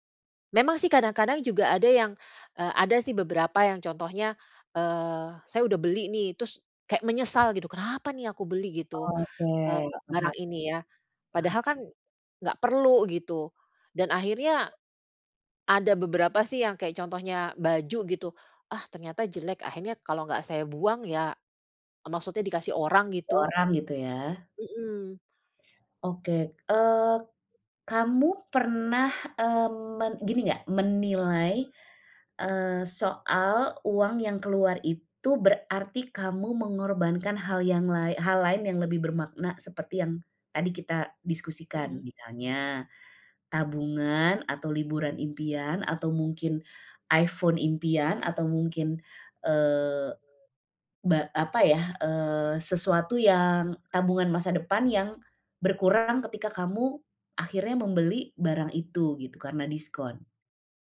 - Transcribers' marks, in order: other background noise; alarm
- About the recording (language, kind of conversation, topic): Indonesian, advice, Mengapa saya selalu tergoda membeli barang diskon padahal sebenarnya tidak membutuhkannya?